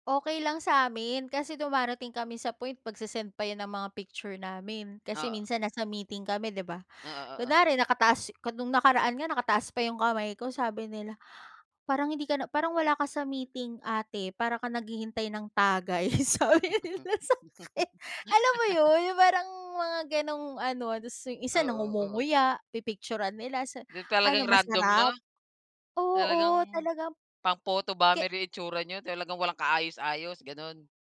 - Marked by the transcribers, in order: other background noise; laughing while speaking: "sabi nila sakin alam mo yun yung parang mga ganong ano"
- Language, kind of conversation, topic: Filipino, podcast, Ano ang masasabi mo tungkol sa epekto ng mga panggrupong usapan at pakikipag-chat sa paggamit mo ng oras?